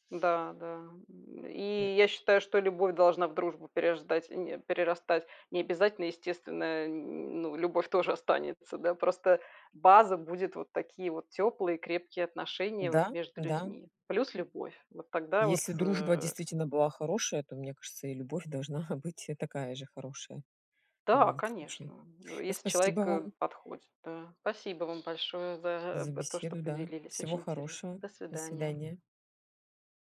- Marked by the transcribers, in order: tapping; laughing while speaking: "должна"; other noise; other background noise
- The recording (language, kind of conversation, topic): Russian, unstructured, Как вы думаете, может ли дружба перерасти в любовь?